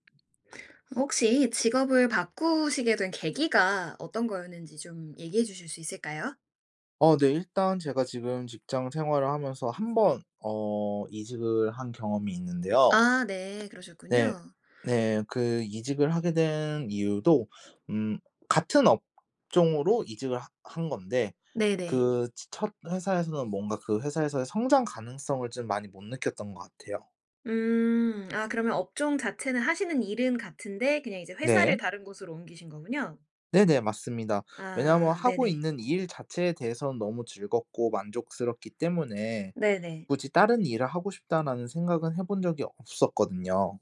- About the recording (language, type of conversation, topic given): Korean, podcast, 직업을 바꾸게 된 계기가 무엇이었나요?
- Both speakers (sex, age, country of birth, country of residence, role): female, 25-29, South Korea, United States, host; male, 25-29, South Korea, Japan, guest
- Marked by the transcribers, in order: other background noise; tapping